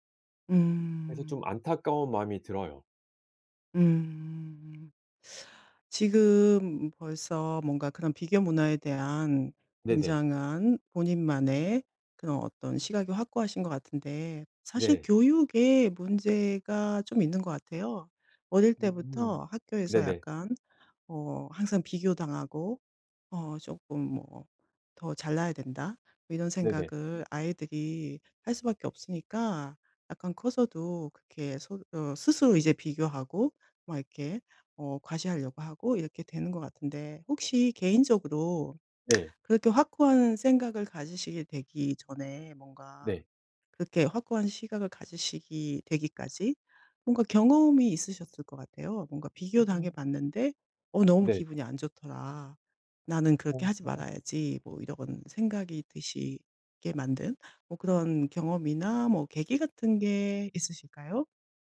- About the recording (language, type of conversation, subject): Korean, podcast, 다른 사람과의 비교를 멈추려면 어떻게 해야 할까요?
- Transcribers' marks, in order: tapping; other background noise